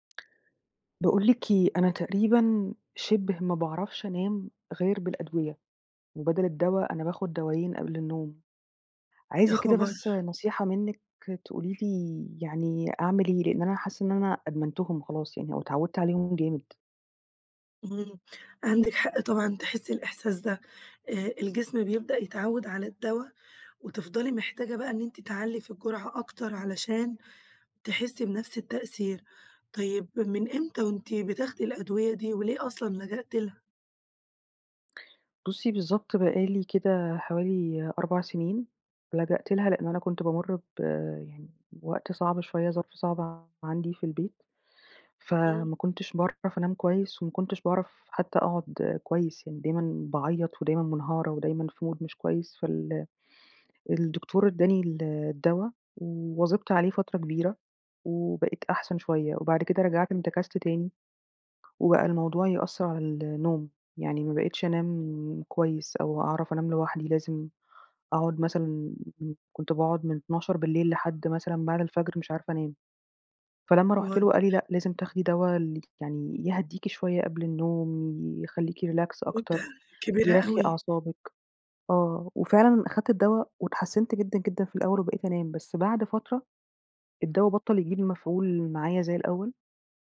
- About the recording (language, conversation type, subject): Arabic, advice, إزاي اعتمادك الزيادة على أدوية النوم مأثر عليك؟
- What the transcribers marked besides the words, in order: in English: "mood"; horn; tapping; other street noise; in English: "Relax"